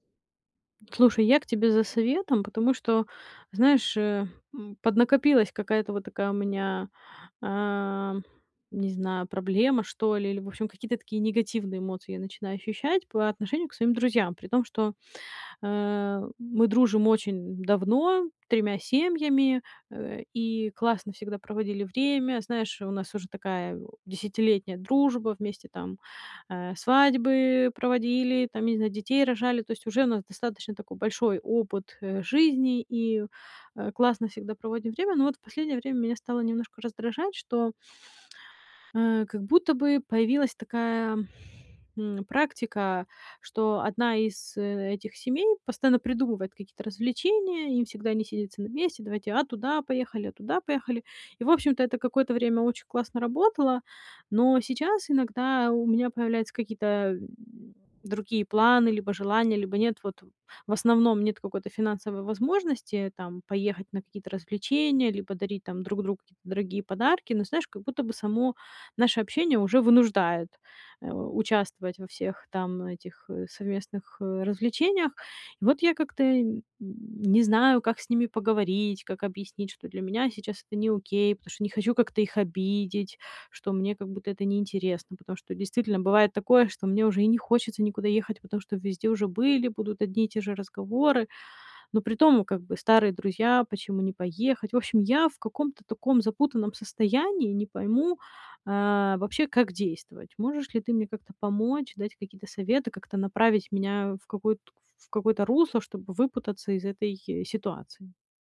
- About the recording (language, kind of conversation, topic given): Russian, advice, Как справиться с давлением друзей, которые ожидают, что вы будете тратить деньги на совместные развлечения и подарки?
- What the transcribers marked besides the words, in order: none